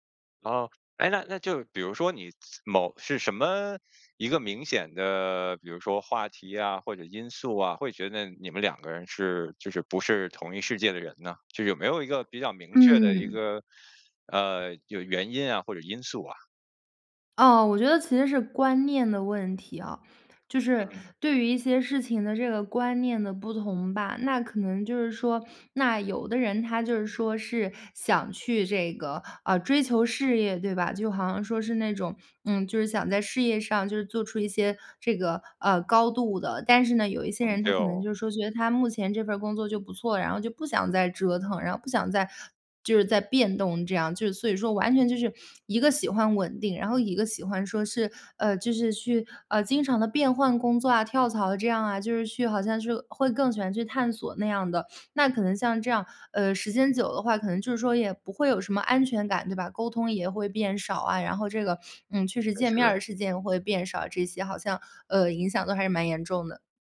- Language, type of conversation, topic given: Chinese, podcast, 当爱情与事业发生冲突时，你会如何取舍？
- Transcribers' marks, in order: other background noise; "时间" said as "事件"